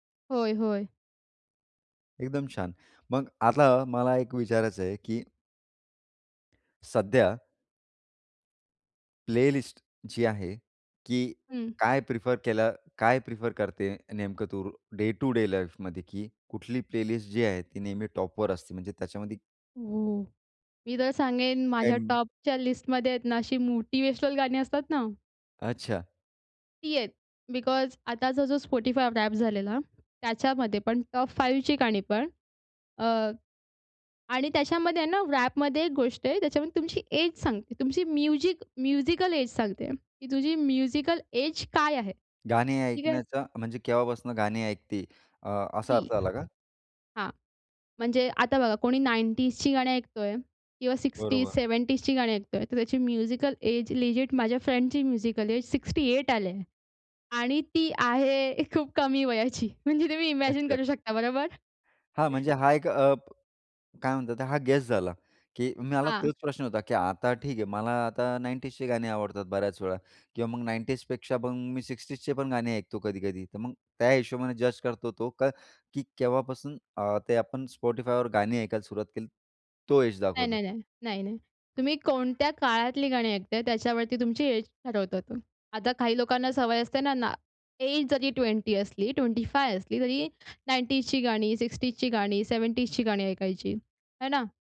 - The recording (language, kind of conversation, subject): Marathi, podcast, एकत्र प्लेलिस्ट तयार करताना मतभेद झाले तर तुम्ही काय करता?
- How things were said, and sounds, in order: other background noise; in English: "प्लेलिस्ट"; in English: "डे टु डे लाईफमध्ये?"; in English: "प्लेलिस्ट"; in English: "टॉपवर"; in English: "टॉपच्या"; in English: "बिकॉज"; in English: "रॅप"; in English: "टॉप"; in English: "रॅपमध्ये"; in English: "एज"; in English: "म्यूजिकल एज"; tapping; in English: "म्यूजिकल एज"; in English: "म्युजिकल एज लिजिट"; in English: "फ्रेंडची म्यूजिकल एज"; laughing while speaking: "खूप कमी वयाची म्हणजे तुम्ही इमॅजिन करू शकता. बरोबर?"; in English: "इमॅजिन"; in English: "गेस"; in English: "एज"; in English: "एज"; in English: "एज"